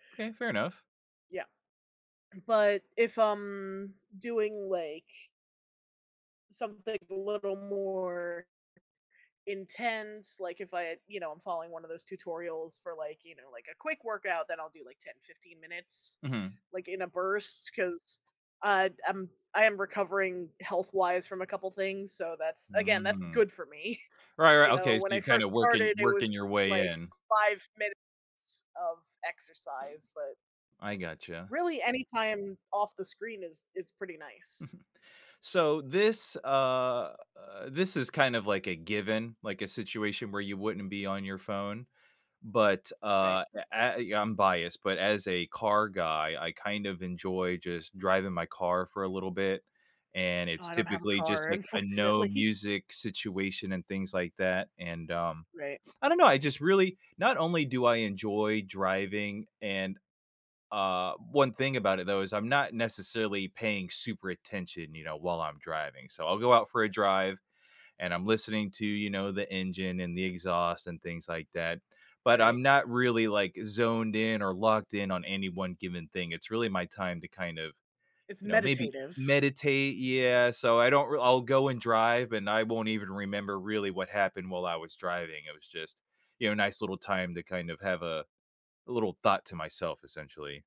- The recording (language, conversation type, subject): English, unstructured, Which hobby would help me reliably get away from screens, and why?
- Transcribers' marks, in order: throat clearing; drawn out: "I'm"; tapping; laughing while speaking: "unfortunately"